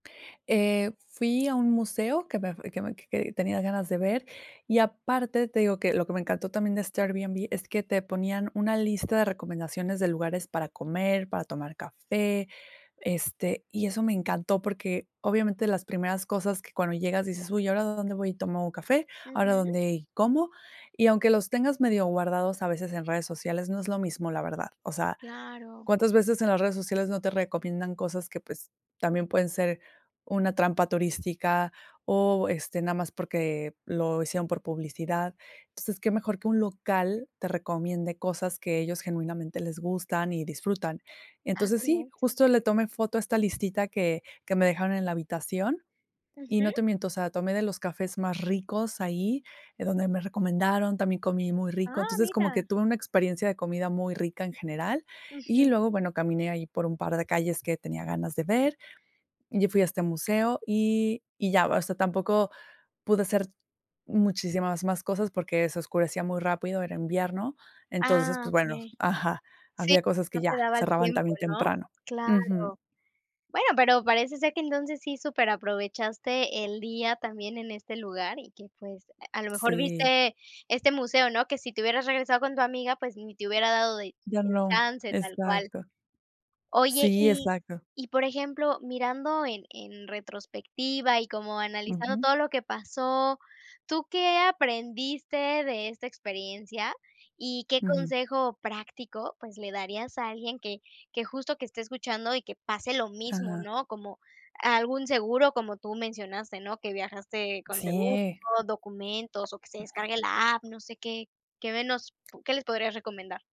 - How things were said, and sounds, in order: other background noise
- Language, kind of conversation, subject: Spanish, podcast, ¿Cómo reaccionaste ante una cancelación inesperada de tu vuelo?